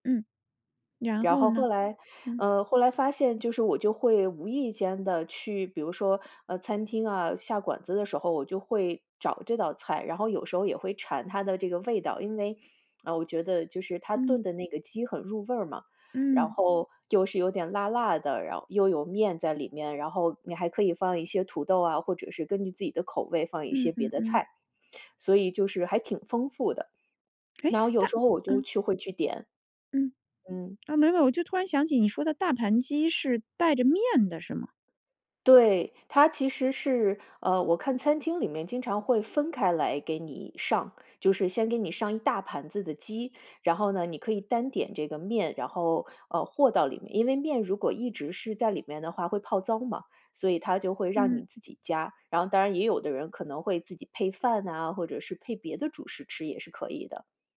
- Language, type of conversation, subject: Chinese, podcast, 你小时候最怀念哪一道家常菜？
- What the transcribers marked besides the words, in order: none